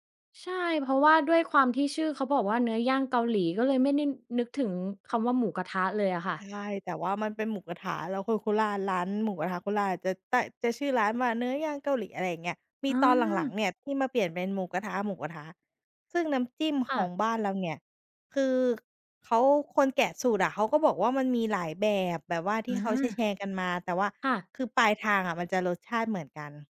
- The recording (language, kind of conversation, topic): Thai, podcast, อาหารบ้านเกิดที่คุณคิดถึงที่สุดคืออะไร?
- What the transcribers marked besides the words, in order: tapping